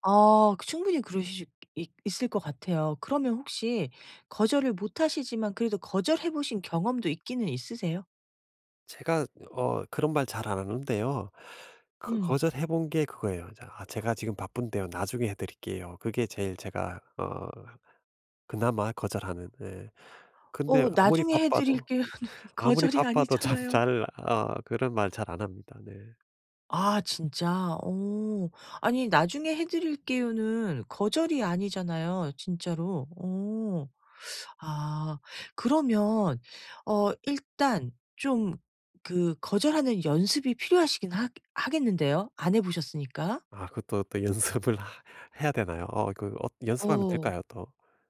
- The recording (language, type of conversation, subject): Korean, advice, 거절을 더 잘하는 방법을 연습하려면 어떻게 시작해야 할까요?
- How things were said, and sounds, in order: laughing while speaking: "해 드릴게요.는 거절이 아니잖아요"; laughing while speaking: "전"; tapping; teeth sucking; other background noise; laughing while speaking: "연습을"